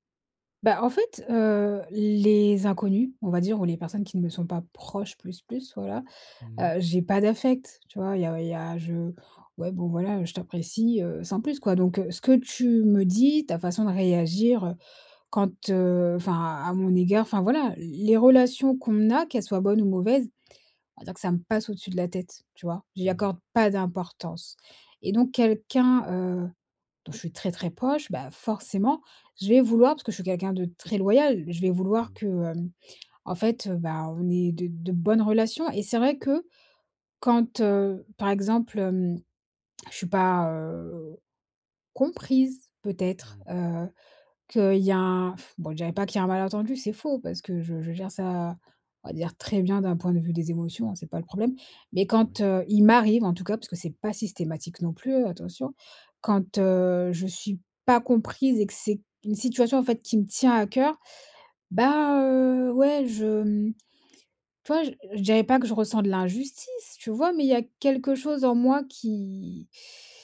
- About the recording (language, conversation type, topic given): French, advice, Comment communiquer quand les émotions sont vives sans blesser l’autre ni soi-même ?
- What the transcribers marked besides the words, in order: blowing